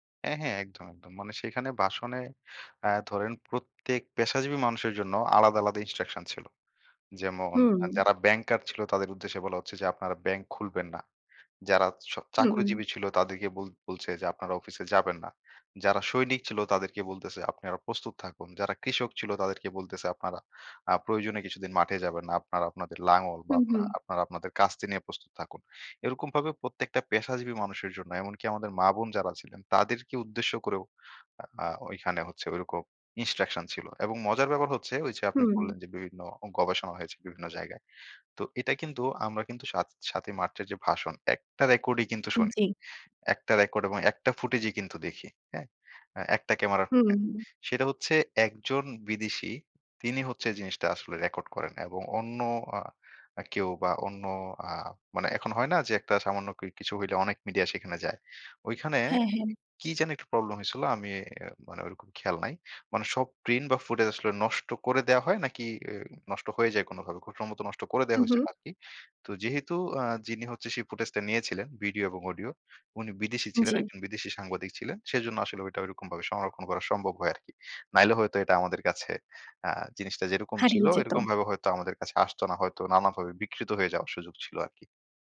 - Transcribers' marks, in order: in English: "instruction"; "প্রত্যেকটা" said as "পত্তেক্টা"; in English: "instruction"; unintelligible speech; tapping; "প্রিন্ট" said as "প্রিন"
- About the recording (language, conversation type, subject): Bengali, podcast, একটি বিখ্যাত সংলাপ কেন চিরস্থায়ী হয়ে যায় বলে আপনি মনে করেন?